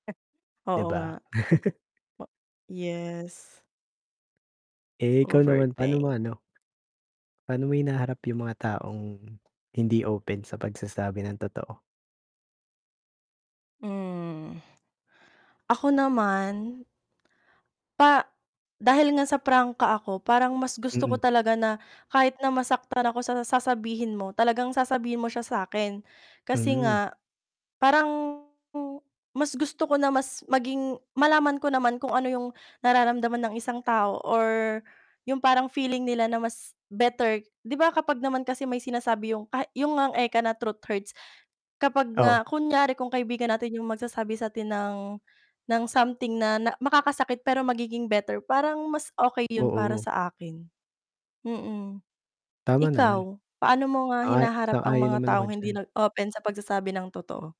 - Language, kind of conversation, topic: Filipino, unstructured, Sa tingin mo ba laging tama ang pagsasabi ng totoo?
- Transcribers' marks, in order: laugh; tapping; static; distorted speech; in English: "truth hurts"